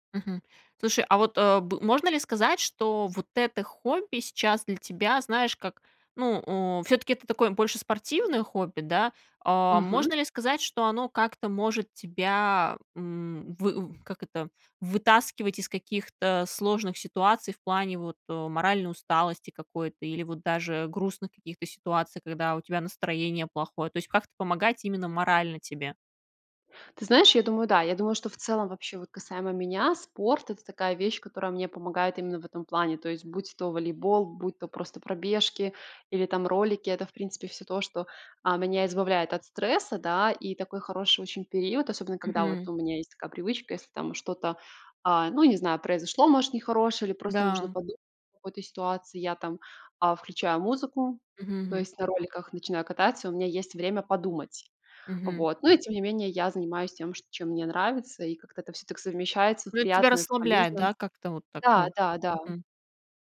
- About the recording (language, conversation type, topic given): Russian, podcast, Что из ваших детских увлечений осталось с вами до сих пор?
- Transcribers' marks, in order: tapping